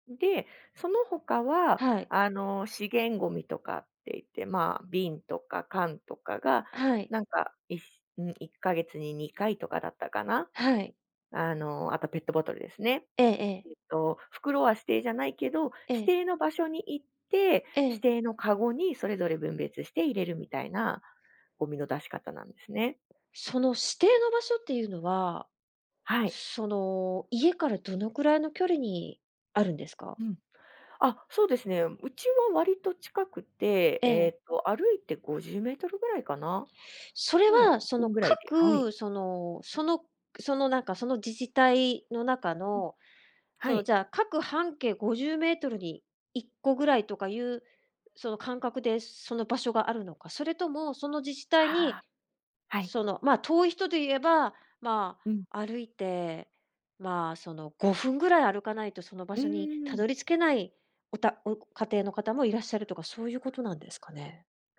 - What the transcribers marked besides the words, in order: none
- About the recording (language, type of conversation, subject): Japanese, podcast, ゴミ出しや分別はどのように管理していますか？